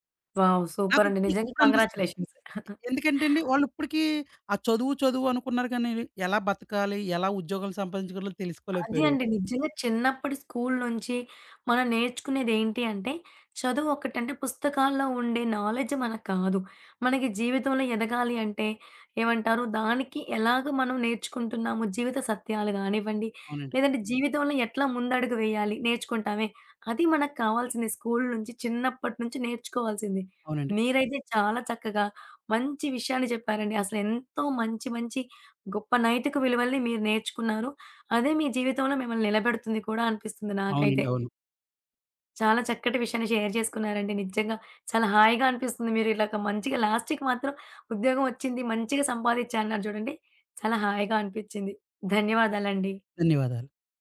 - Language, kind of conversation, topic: Telugu, podcast, చిన్నప్పటి పాఠశాల రోజుల్లో చదువుకు సంబంధించిన ఏ జ్ఞాపకం మీకు ఆనందంగా గుర్తొస్తుంది?
- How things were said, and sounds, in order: in English: "వావ్! సూపర్"; in English: "కంగ్రాచ్యులేషన్స్"; chuckle; in English: "నాలెడ్జ్"; in English: "లాస్ట్‌కి"